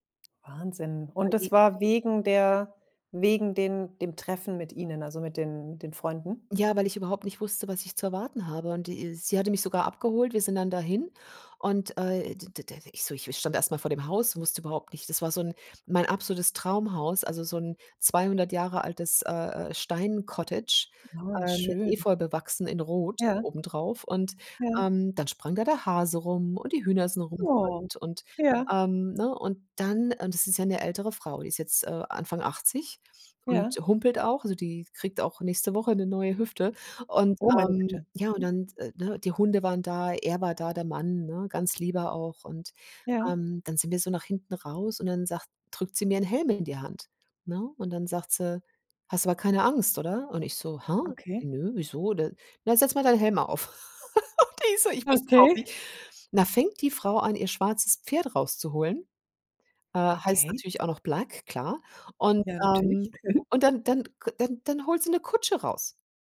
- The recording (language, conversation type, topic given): German, podcast, Wie findest du kleine Glücksmomente im Alltag?
- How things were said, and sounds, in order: laugh; laughing while speaking: "Und die so"